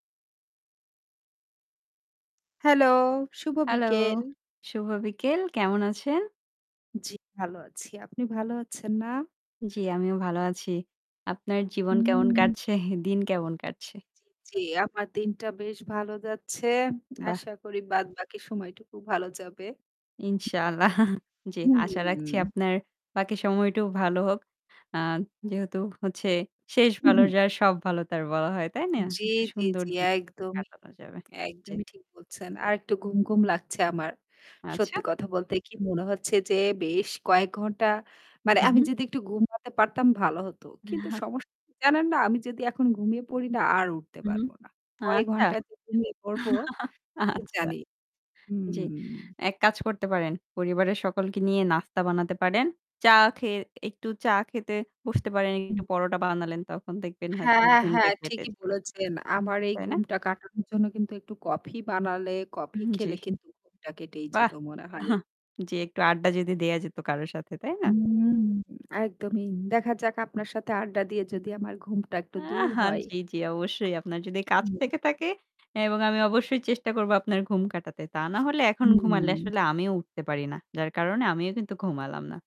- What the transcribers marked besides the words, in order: static; distorted speech; laughing while speaking: "ইনশাআল্লাহ"; other background noise; throat clearing; chuckle; scoff; scoff
- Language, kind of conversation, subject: Bengali, unstructured, কোন খাবার আপনি অন্যদের সঙ্গে ভাগাভাগি করতে সবচেয়ে বেশি পছন্দ করেন?